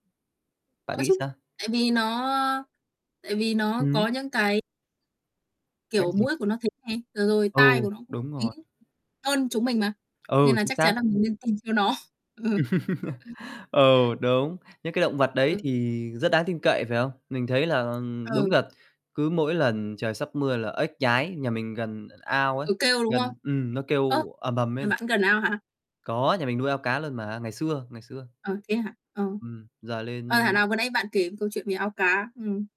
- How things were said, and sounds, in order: other background noise; distorted speech; tapping; chuckle; laughing while speaking: "nó. Ừ"; unintelligible speech
- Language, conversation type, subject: Vietnamese, unstructured, Bạn có thấy ngạc nhiên khi biết rằng một số loài động vật có thể dự báo thời tiết không?